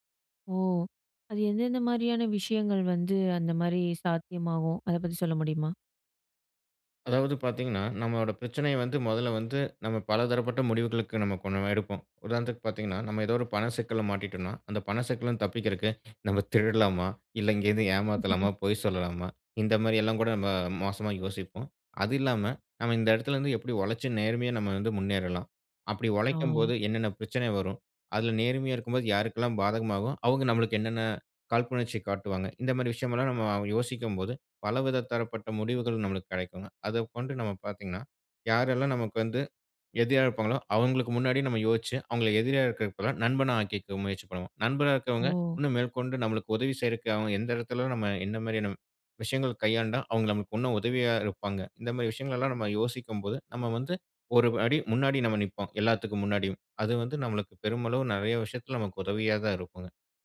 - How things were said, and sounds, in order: "கொஞ்சம்" said as "கொன்னம்"; laughing while speaking: "திருடலாமா?"; chuckle
- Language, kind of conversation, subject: Tamil, podcast, புதுமையான கதைகளை உருவாக்கத் தொடங்குவது எப்படி?